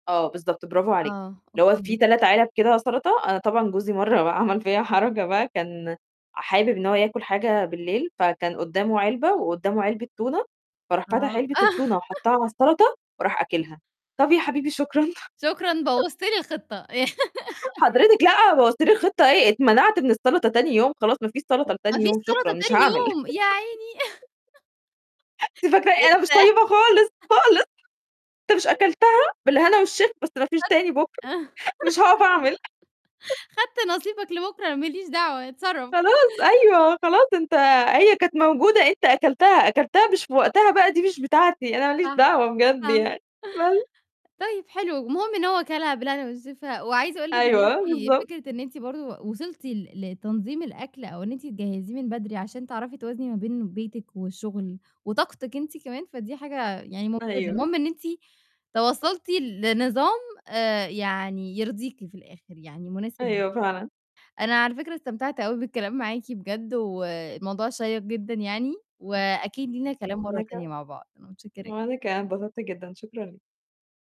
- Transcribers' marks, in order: laughing while speaking: "آه"; laughing while speaking: "شكرًا"; chuckle; laugh; laugh; chuckle; laughing while speaking: "أنتِ فاكرة إيه؟ أنا مش طيّبة خالص، خالص"; unintelligible speech; unintelligible speech; laugh; laughing while speaking: "مش هاقف أعمل"; chuckle; unintelligible speech; tapping
- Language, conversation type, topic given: Arabic, podcast, إزاي بتنظّم مواعيد أكلك في يوم زحمة؟